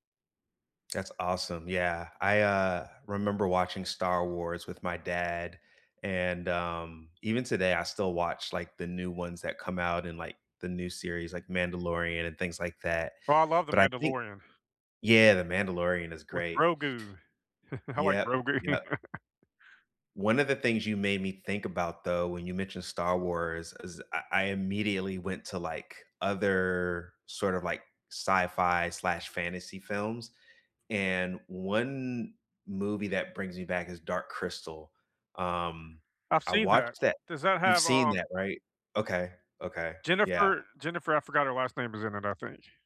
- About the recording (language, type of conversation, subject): English, unstructured, Which movie, TV show, or video game soundtrack instantly transports you back to a vivid moment in your life, and why?
- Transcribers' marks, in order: chuckle; laughing while speaking: "Grogu"; laugh